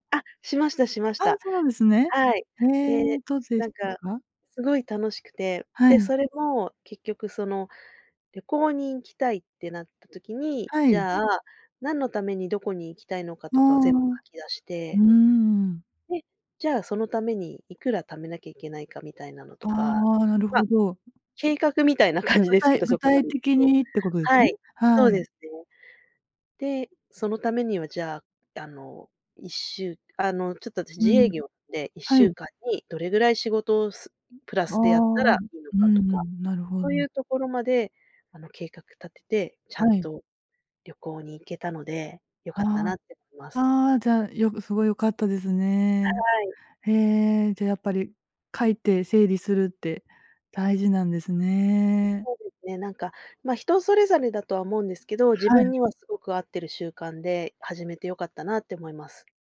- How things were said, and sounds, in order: none
- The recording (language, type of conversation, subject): Japanese, podcast, 自分を変えた習慣は何ですか？